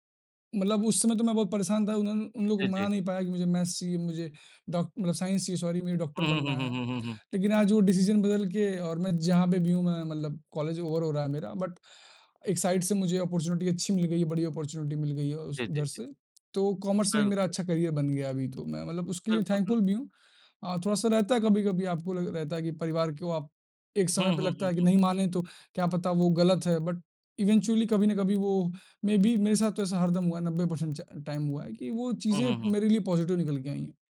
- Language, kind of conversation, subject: Hindi, unstructured, लोगों को मनाने में सबसे बड़ी मुश्किल क्या होती है?
- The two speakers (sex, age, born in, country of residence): male, 20-24, India, India; male, 30-34, India, India
- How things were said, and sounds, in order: in English: "मैथ्स"; in English: "साइंस"; in English: "सॉरी"; other background noise; in English: "डिसीज़न"; in English: "ओवर"; in English: "बट"; in English: "साइड"; in English: "अपॉर्चुनिटी"; in English: "अपॉर्चुनिटी"; in English: "करियर"; in English: "थैंकफुल"; in English: "बट इवेंचुअलि"; in English: "मेबी"; in English: "परसेंट"; in English: "टाइम"; in English: "पॉज़िटिव"